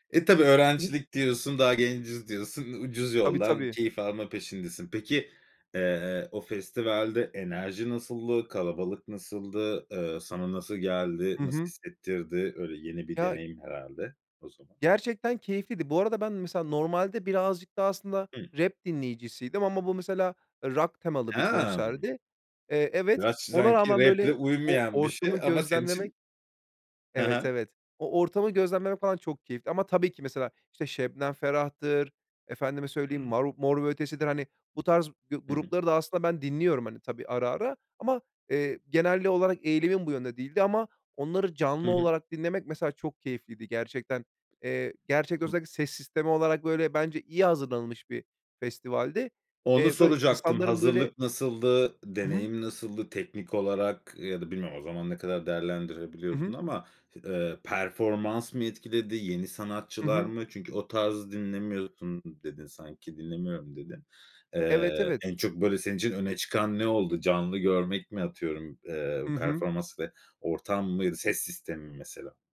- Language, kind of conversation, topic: Turkish, podcast, Canlı konser deneyimi seni nasıl etkiledi?
- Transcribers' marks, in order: other background noise